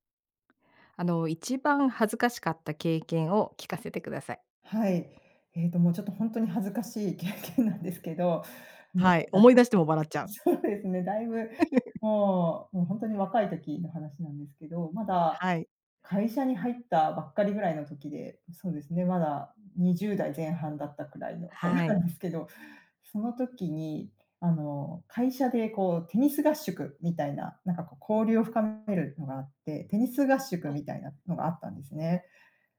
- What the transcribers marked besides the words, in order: laughing while speaking: "経験なんですけど"; laughing while speaking: "そうですね"; laugh
- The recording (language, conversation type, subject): Japanese, podcast, あなたがこれまでで一番恥ずかしかった経験を聞かせてください。